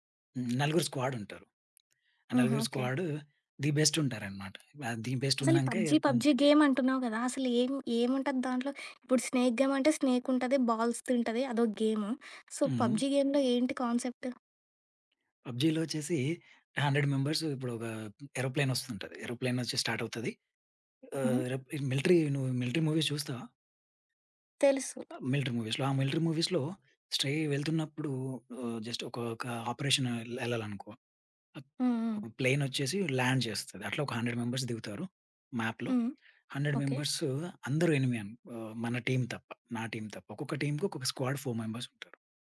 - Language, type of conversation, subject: Telugu, podcast, హాబీని ఉద్యోగంగా మార్చాలనుకుంటే మొదట ఏమి చేయాలి?
- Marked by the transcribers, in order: in English: "స్క్వాడ్"; in English: "ది బెస్ట్"; in English: "ది బెస్ట్"; in English: "పబ్‌జి పబ్‌జి గేమ్"; in English: "స్నేక్ గేమ్"; in English: "స్నేక్"; in English: "బాల్స్"; in English: "సో, పబ్‌జి గేమ్‌లో"; in English: "కాన్సెప్ట్?"; in English: "పబ్‌జిలో"; in English: "హండ్రెడ్ మెంబర్స్"; in English: "ఏరోప్లేన్"; in English: "ఏరోప్లేన్"; in English: "స్టార్ట్"; tapping; in English: "మూవీస్"; other background noise; in English: "మూవీస్‌లో"; in English: "మూవీస్‌లో"; in English: "జస్ట్"; in English: "ఆపరేషన్"; in English: "ప్లేన్"; in English: "ల్యాండ్"; in English: "హండ్రెడ్ మెంబర్స్"; in English: "మాప్‌లో హండ్రెడ్ మెంబర్స్"; in English: "ఎనిమీ"; in English: "టీమ్"; in English: "టీమ్"; in English: "టీమ్‌కి"; in English: "స్క్వాడ్ ఫోర్ మెంబర్స్"